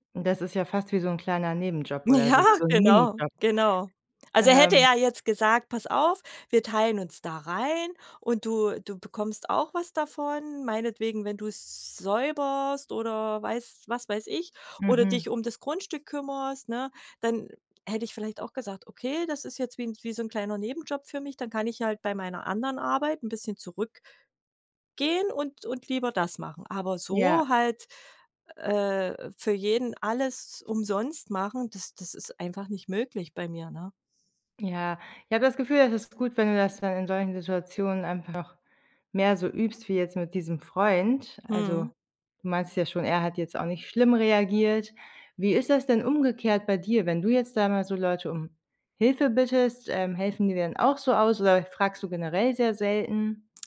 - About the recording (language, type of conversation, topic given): German, advice, Warum fällt es dir schwer, bei Bitten Nein zu sagen?
- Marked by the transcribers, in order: laughing while speaking: "Ja"